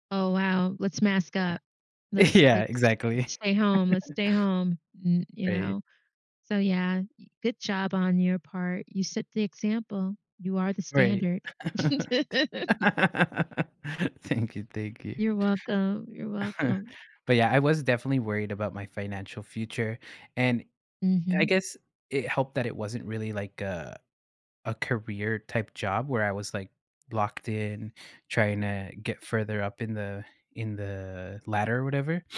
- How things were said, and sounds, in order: laughing while speaking: "Yeah"; chuckle; laugh; laughing while speaking: "Thank you"; laugh; chuckle
- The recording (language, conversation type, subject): English, unstructured, What helps you manage worries about job security and finances?
- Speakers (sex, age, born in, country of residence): female, 55-59, United States, United States; male, 30-34, United States, United States